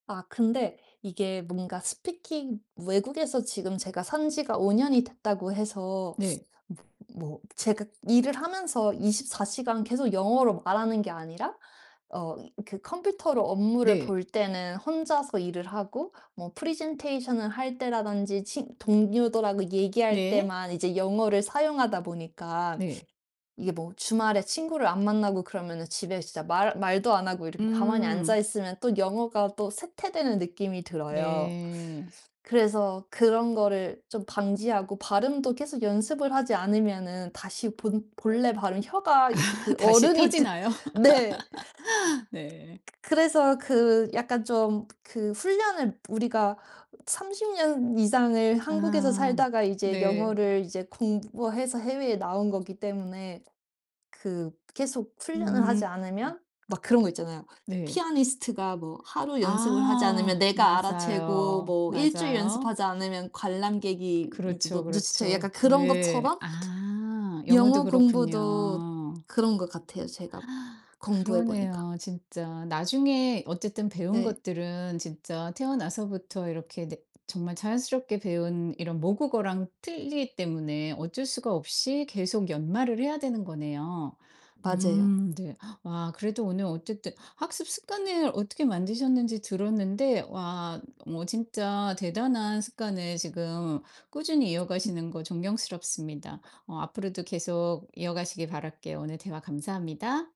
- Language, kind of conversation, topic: Korean, podcast, 학습 습관을 어떻게 만들게 되셨나요?
- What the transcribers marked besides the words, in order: other background noise; tapping; laugh; laugh